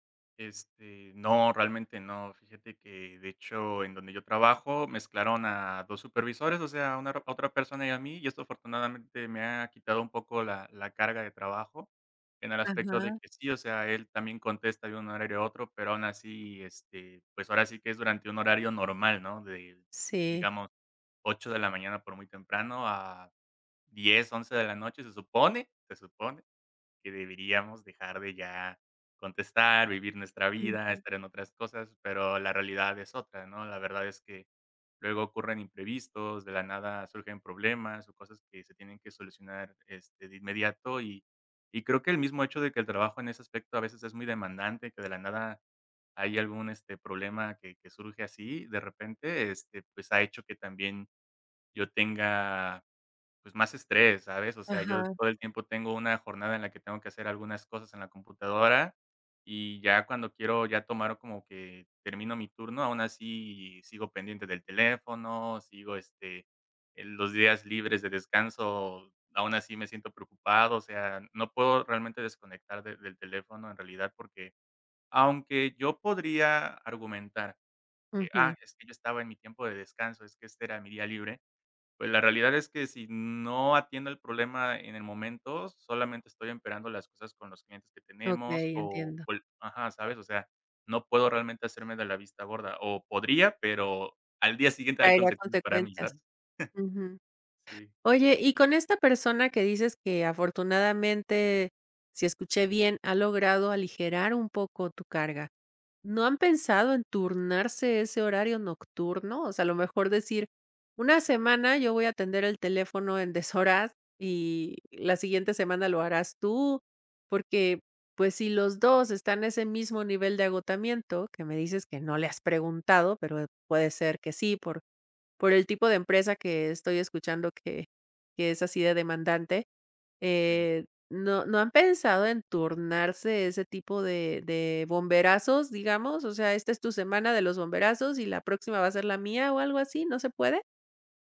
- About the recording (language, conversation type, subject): Spanish, advice, ¿Cómo puedo dejar de rumiar sobre el trabajo por la noche para conciliar el sueño?
- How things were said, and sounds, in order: stressed: "supone"; chuckle